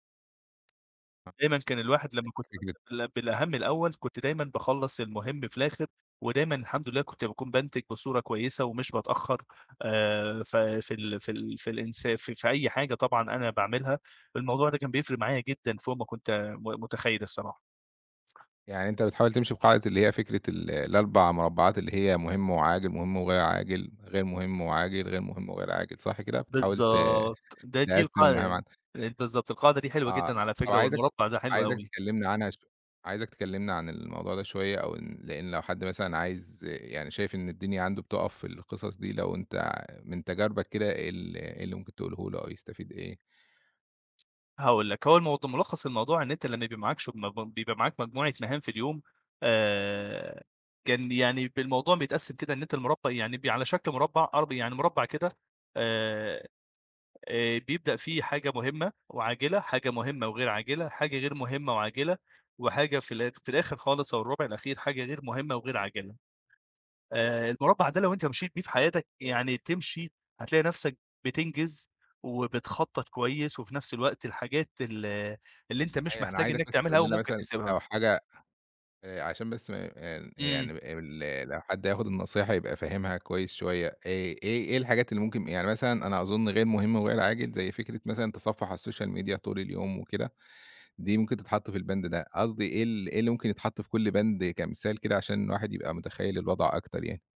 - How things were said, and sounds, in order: tapping; unintelligible speech; other noise; other background noise; in English: "السوشيال ميديا"; in English: "الباند"; in English: "باند"
- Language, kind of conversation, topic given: Arabic, podcast, إزاي بتقسّم المهام الكبيرة لخطوات صغيرة؟